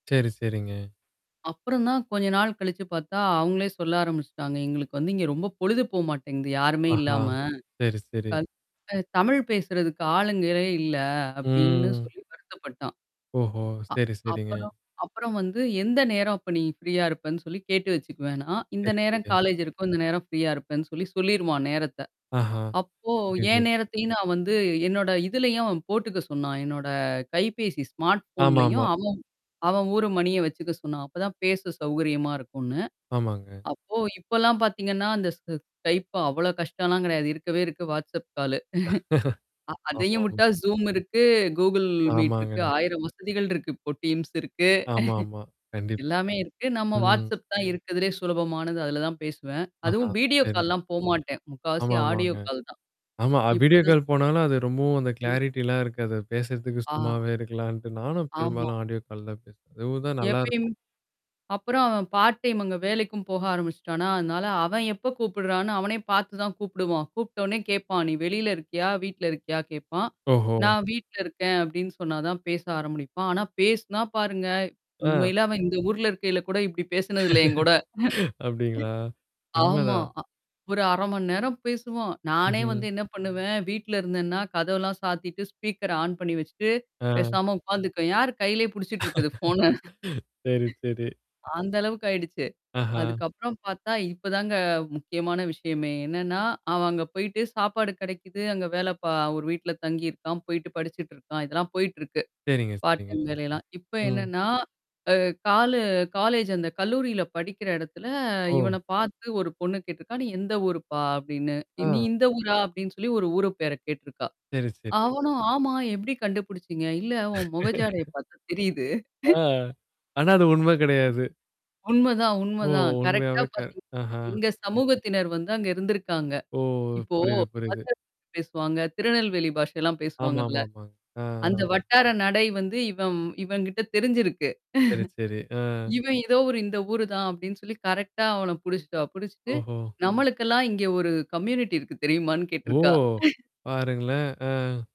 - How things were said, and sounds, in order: static; tapping; unintelligible speech; distorted speech; drawn out: "ம்"; in English: "ஃப்ரீயா"; other background noise; in English: "காலேஜ்"; in English: "ஃப்ரீயா"; in English: "ஸ்மார்ட் ஃபோன்லேயும்"; in English: "Skypeபா"; chuckle; laughing while speaking: "ஆமாம்"; laugh; in English: "Zoom"; in English: "Google Meet"; laughing while speaking: "டீம்ஸ் இருக்கு"; in English: "டீம்ஸ்"; in English: "வீடியோ கால்லாம்"; in English: "ஆடியோ கால்"; in English: "வீடியோ கால்"; in English: "கிளாரிட்டி"; in English: "ஆடியோ கால்"; in English: "பார்ட் டைம்"; "ஆரம்பிப்பான்" said as "ஆரம்பினிபான்"; chuckle; laughing while speaking: "அப்படிங்களா? உண்மதான்"; laughing while speaking: "பேசினது இல்லை என்கூட"; in English: "ஸ்பீக்கர் ஆன்"; laugh; other noise; in English: "ஃபோன?"; laughing while speaking: "ஃபோன?"; in English: "பார்ட் டைம்"; in English: "காலேஜ்"; laugh; laughing while speaking: "அ, ஆனா அது உண்மை கிடையாது"; laughing while speaking: "பார்த்தா தெரியுது"; surprised: "ஓ!"; in English: "கரெக்ட்டா"; unintelligible speech; chuckle; in English: "கம்யூனிட்டி"; laughing while speaking: "தெரியுமான்னு கேட்டுருக்கா"; surprised: "ஓ"
- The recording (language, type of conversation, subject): Tamil, podcast, தொலைவில் இருக்கும் தாயக உறவுகளை நீங்கள் ஆன்லைனில் எப்படிப் பராமரிக்கிறீர்கள்?